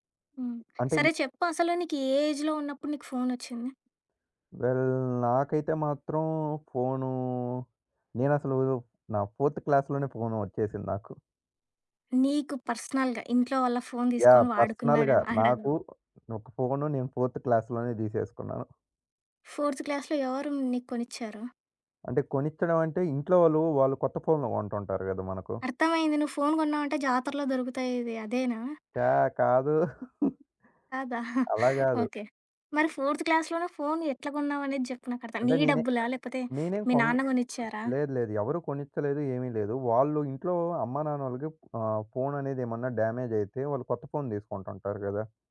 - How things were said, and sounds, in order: in English: "ఏజ్‌లో"; in English: "వెల్!"; in English: "ఫోర్త్ క్లాస్‌లోనే"; in English: "పర్సనల్‌గా"; in English: "పర్సనల్‌గా"; other background noise; in English: "ఫోర్త్ క్లాస్‌లోనే"; in English: "ఫోర్త్ క్లాస్‌లో"; giggle; in English: "ఫోర్త్ క్లాస్‌లోనే"; in English: "డ్యామేజ్"
- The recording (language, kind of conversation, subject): Telugu, podcast, ఫోన్ లేకుండా ఒకరోజు మీరు ఎలా గడుపుతారు?